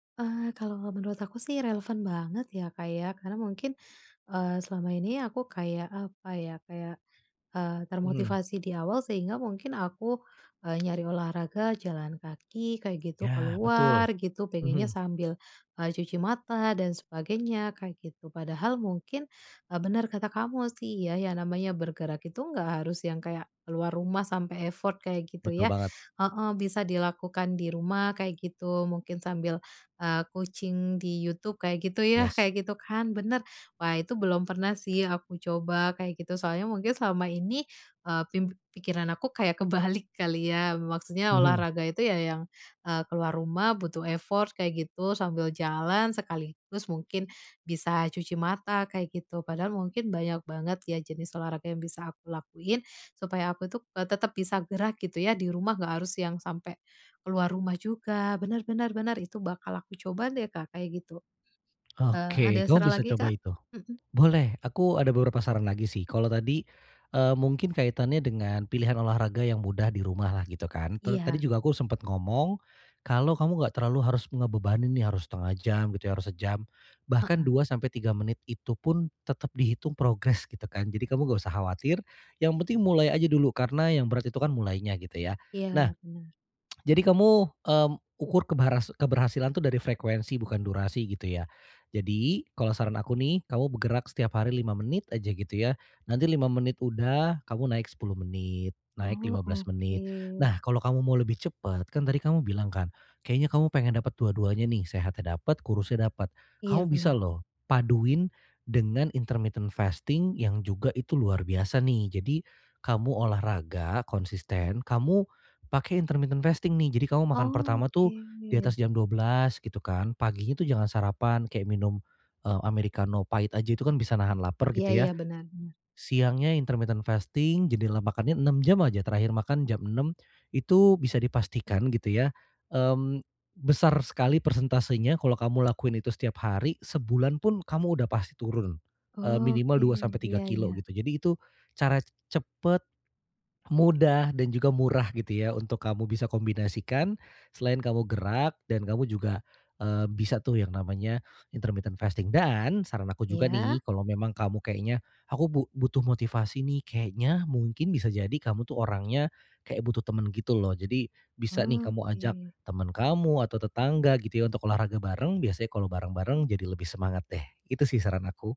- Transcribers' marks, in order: tapping; in English: "effort"; in English: "effort"; other background noise; tongue click; tongue click; in English: "intermittent fasting"; in English: "intermittent fasting"; in English: "intermittent fasting"; in English: "intermittent fasting"
- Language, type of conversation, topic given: Indonesian, advice, Bagaimana cara tetap termotivasi untuk lebih sering bergerak setiap hari?